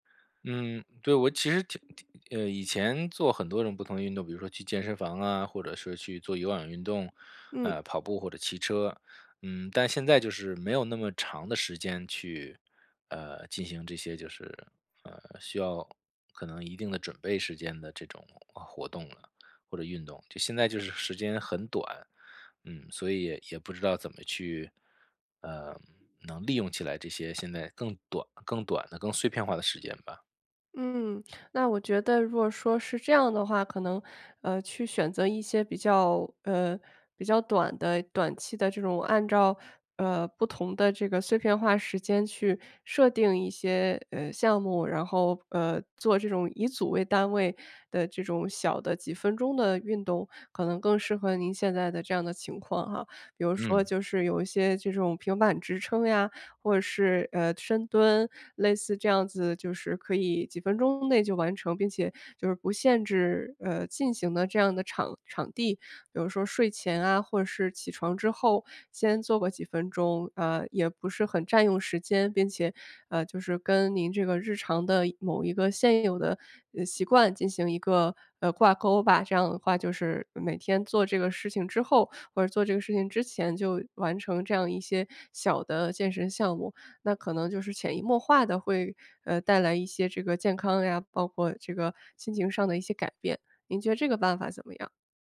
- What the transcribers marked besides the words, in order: none
- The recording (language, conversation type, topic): Chinese, advice, 在忙碌的生活中，我如何坚持自我照护？